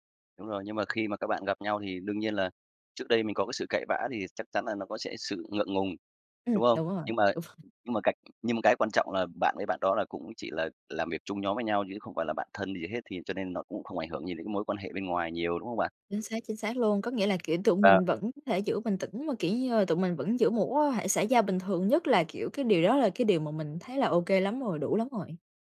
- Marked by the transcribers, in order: laughing while speaking: "đúng rồi"; tapping
- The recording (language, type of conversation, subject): Vietnamese, podcast, Làm sao bạn giữ bình tĩnh khi cãi nhau?